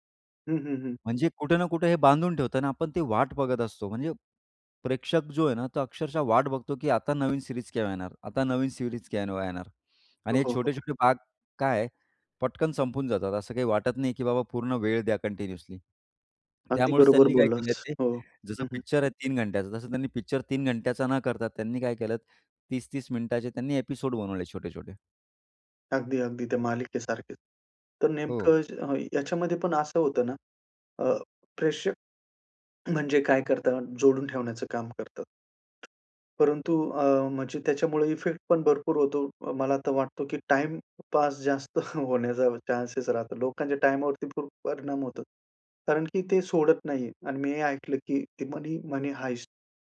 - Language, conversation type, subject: Marathi, podcast, स्ट्रीमिंगमुळे सिनेमा पाहण्याचा अनुभव कसा बदलला आहे?
- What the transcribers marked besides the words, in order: tapping; in English: "सीरीज"; in English: "सीरीज"; in English: "कन्टिन्यूअसली"; in English: "एपिसोड"; throat clearing; laughing while speaking: "होण्याचा"